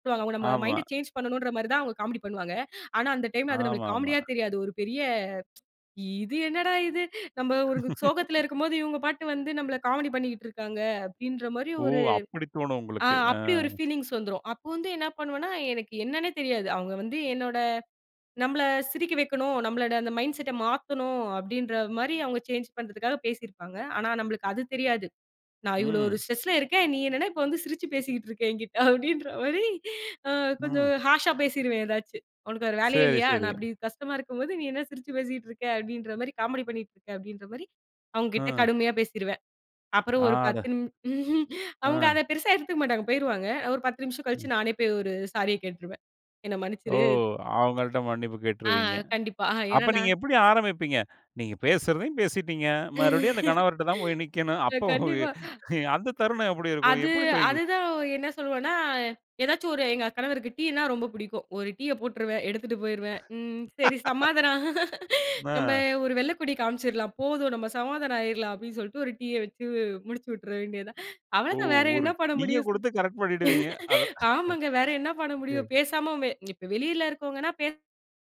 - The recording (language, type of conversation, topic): Tamil, podcast, நீங்கள் ஒருவரைக் கஷ்டப்படுத்திவிட்டால் அவரிடம் மன்னிப்பு கேட்பதை எப்படி தொடங்குவீர்கள்?
- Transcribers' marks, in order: in English: "மைண்ட் சேஞ்ச்"; tsk; chuckle; surprised: "ஓ! அப்படித் தோணும் உங்களுக்கு"; in English: "ஃபீலிங்ஸ்"; in English: "சேஞ்ச்"; in English: "ஸ்ட்ரஸ்ல"; laughing while speaking: "அப்டின்ற மாரி அ கொஞ்சம்"; in English: "ஹார்ஸ்ஸா"; laughing while speaking: "நீ என்ன சிரிச்சு பேசிக்கிட்டு இருக்க?"; chuckle; chuckle; laughing while speaking: "அப்போ, அந்தத் தருணம் எப்படி இருக்கும்?"; chuckle; laughing while speaking: "ஒரு டீ வச்சு முடிச்சுயுட்டு விட்ற வேண்டியதுதான். அவ்வளவுதான். வேற என்ன பண்ண முடியும்?"; laughing while speaking: "ஓ! ஒரு டீய கொடுத்துக் கரெக்ட் பண்ணிடுவீங்க. அதான்"; chuckle